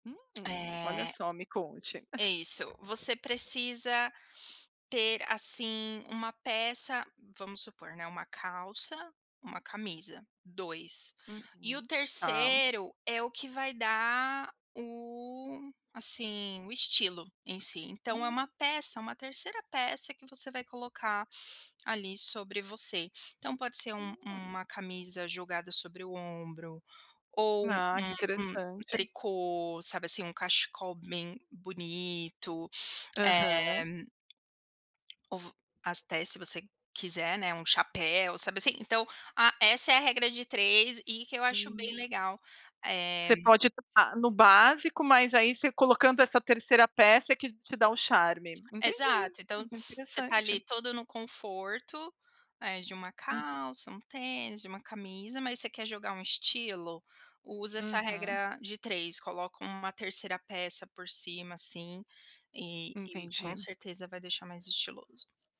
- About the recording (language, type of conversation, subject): Portuguese, podcast, Como você equilibra conforto e estilo?
- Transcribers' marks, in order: tapping; chuckle